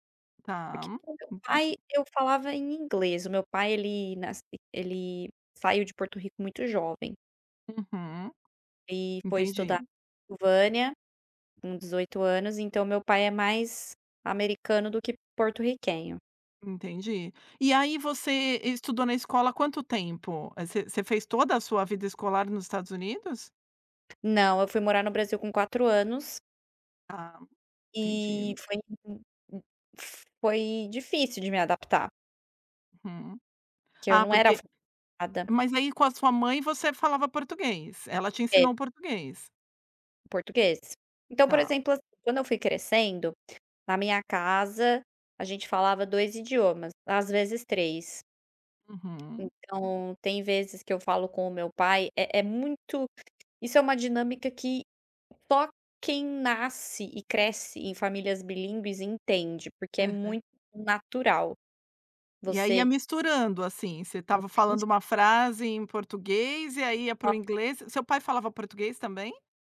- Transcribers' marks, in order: tapping; other background noise
- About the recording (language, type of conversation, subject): Portuguese, podcast, Como você decide qual língua usar com cada pessoa?